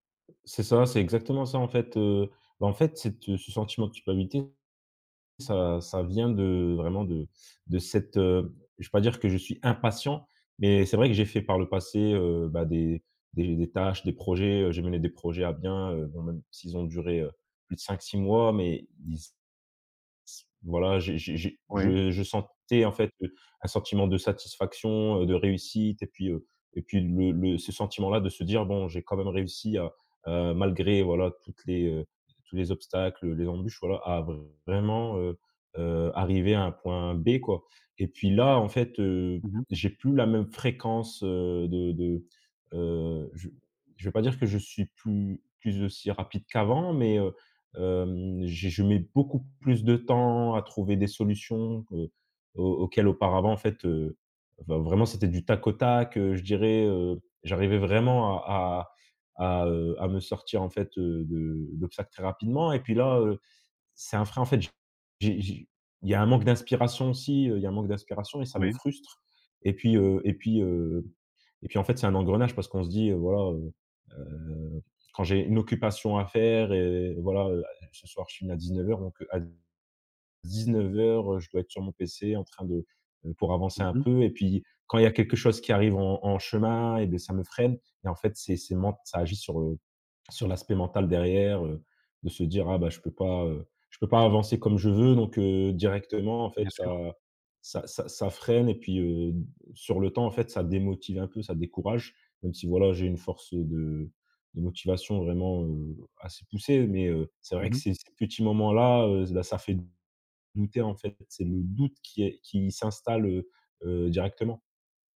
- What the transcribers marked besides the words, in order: stressed: "impatient"; other background noise; stressed: "vraiment"; drawn out: "temps"
- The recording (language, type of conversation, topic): French, advice, Pourquoi est-ce que je me sens coupable de prendre du temps pour créer ?